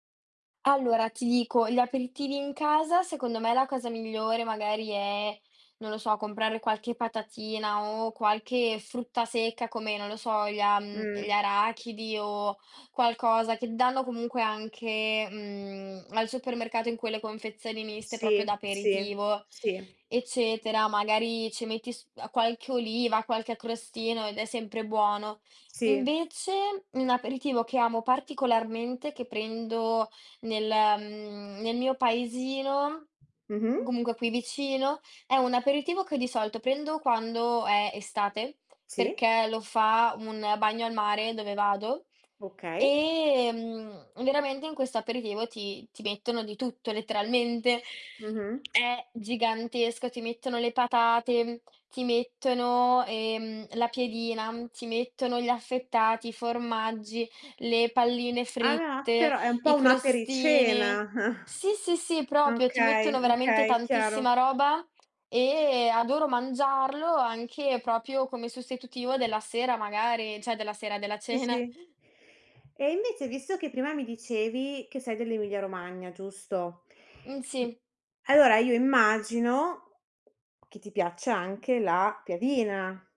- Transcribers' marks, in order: other background noise; tapping; "proprio" said as "propio"; "proprio" said as "propio"; chuckle; "proprio" said as "propio"; "cioè" said as "ceh"; chuckle
- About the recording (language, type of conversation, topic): Italian, podcast, Qual è la tua cucina preferita e perché ti appassiona così tanto?
- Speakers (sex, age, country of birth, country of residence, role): female, 18-19, Italy, Italy, guest; female, 30-34, Italy, Italy, host